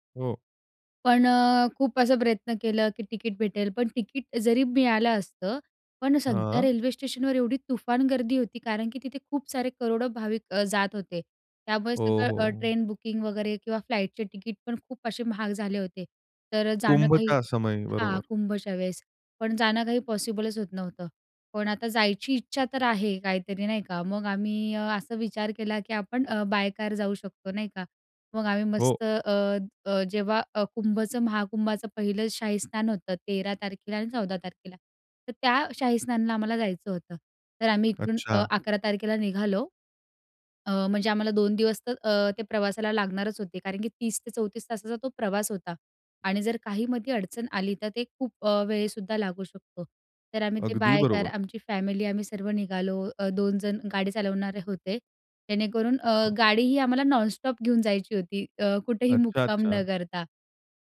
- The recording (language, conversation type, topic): Marathi, podcast, प्रवासातला एखादा खास क्षण कोणता होता?
- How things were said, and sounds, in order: in English: "फ्लाईटचे"; in English: "बाय काऱ्"; other background noise; in English: "बाय कार"; tapping